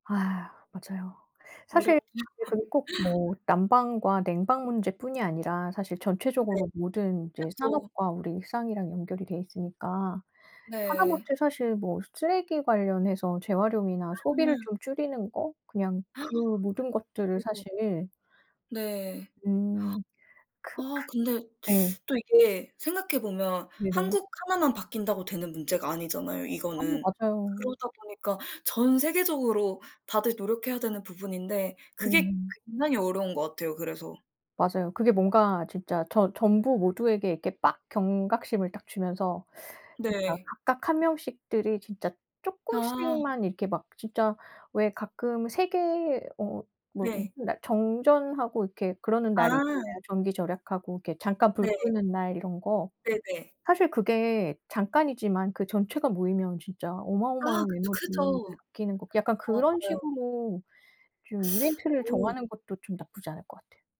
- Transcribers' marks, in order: laughing while speaking: "어렵죠"; gasp; tapping; unintelligible speech; gasp; other background noise
- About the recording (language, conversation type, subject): Korean, unstructured, 기후 변화와 환경 파괴 때문에 화가 난 적이 있나요? 그 이유는 무엇인가요?